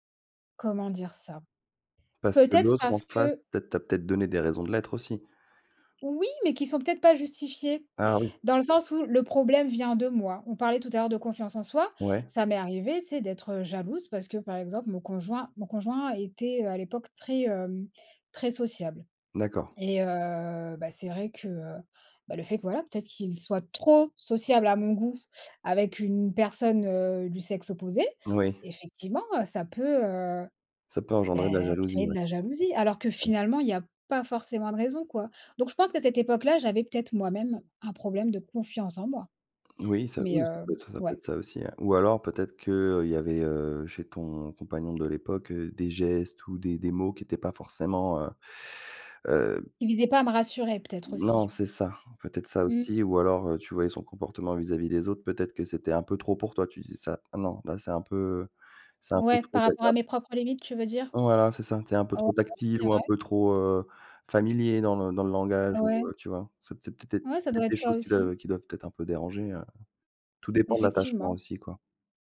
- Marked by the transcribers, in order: stressed: "trop"; tapping; unintelligible speech
- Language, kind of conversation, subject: French, unstructured, Que penses-tu des relations où l’un des deux est trop jaloux ?